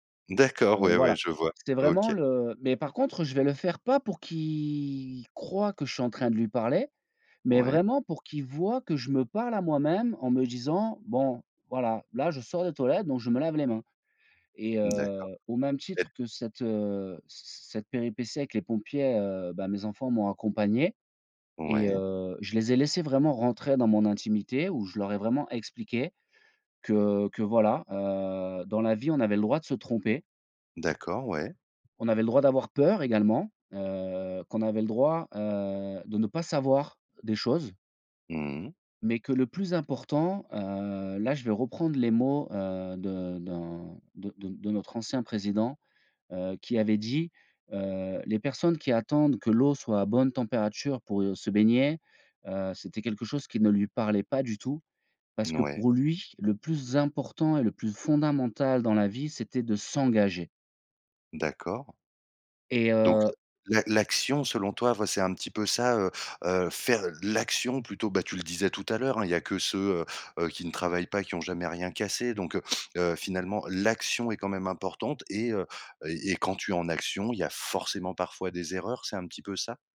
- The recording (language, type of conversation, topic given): French, podcast, Quand tu fais une erreur, comment gardes-tu confiance en toi ?
- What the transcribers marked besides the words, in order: drawn out: "il"; tapping; stressed: "s'engager"; stressed: "l'action"; stressed: "forcément"